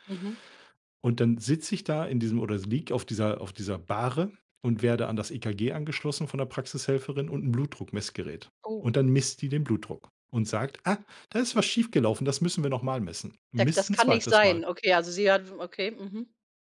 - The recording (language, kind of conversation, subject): German, podcast, Wie setzt du klare Grenzen zwischen Arbeit und Freizeit?
- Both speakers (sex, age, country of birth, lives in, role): female, 45-49, Germany, Germany, host; male, 45-49, Germany, Germany, guest
- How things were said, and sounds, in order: tapping; other background noise